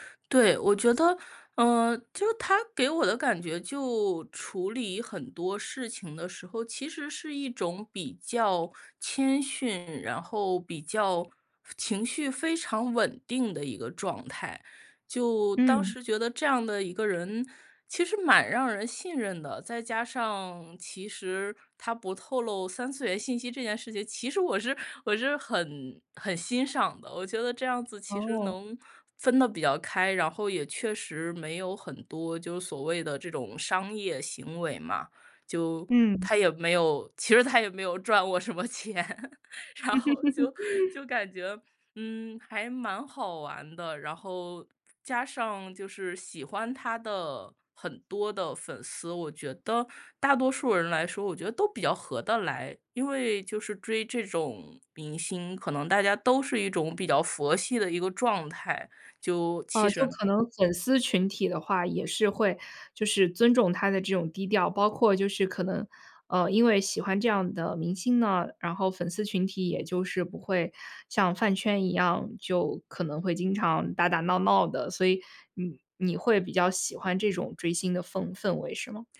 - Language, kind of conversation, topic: Chinese, podcast, 你能和我们分享一下你的追星经历吗？
- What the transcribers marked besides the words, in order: laughing while speaking: "赚过什么钱， 然后就 就感觉"; laugh